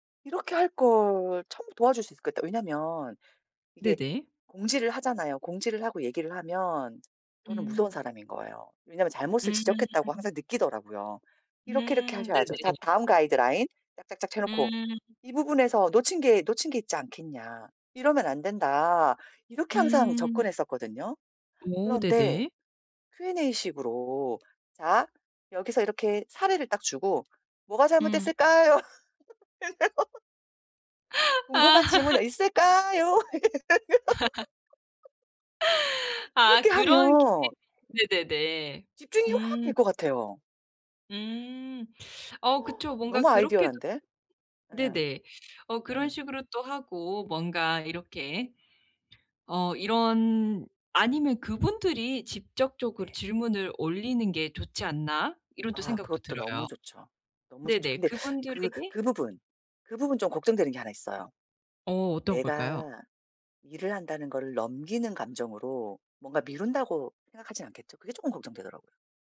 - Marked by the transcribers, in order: other background noise; in English: "Q&A식으로"; laugh; laughing while speaking: "이렇게 하면"; laugh; in English: "Q&A"; gasp; in English: "아이디얼한데"; teeth sucking
- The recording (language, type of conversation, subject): Korean, advice, 불확실한 상황에 있는 사람을 어떻게 도와줄 수 있을까요?